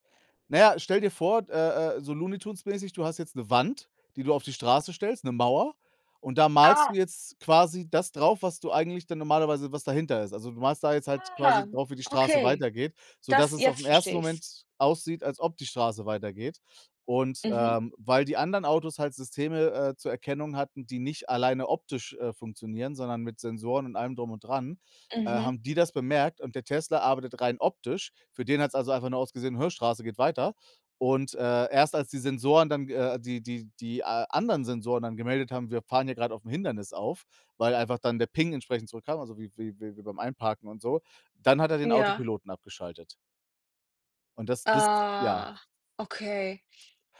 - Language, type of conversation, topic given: German, unstructured, Welche Geschmäcker oder Gerüche von früher findest du heute widerlich?
- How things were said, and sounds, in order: other noise; drawn out: "Ah"; unintelligible speech